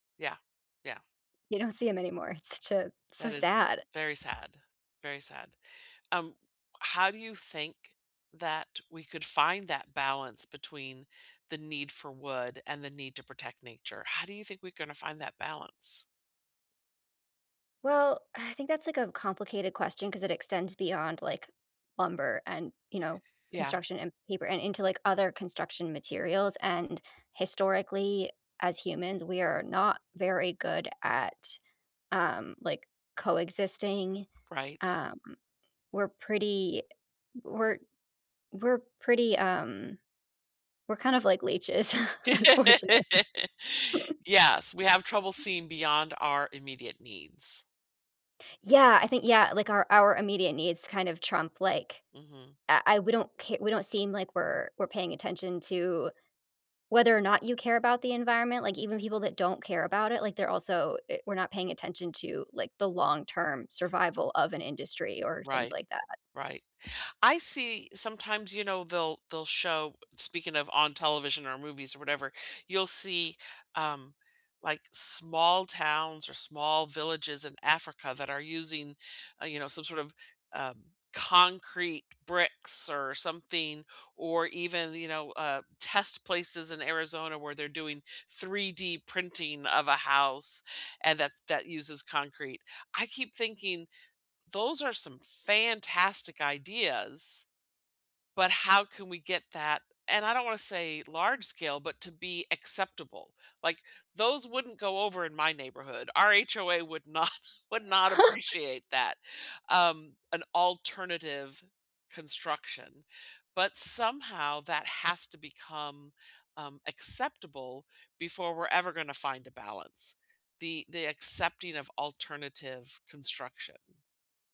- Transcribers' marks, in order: tapping; other background noise; laugh; chuckle; laughing while speaking: "unfortunately"; chuckle; stressed: "fantastic"; chuckle; laughing while speaking: "not"
- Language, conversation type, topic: English, unstructured, What emotions do you feel when you see a forest being cut down?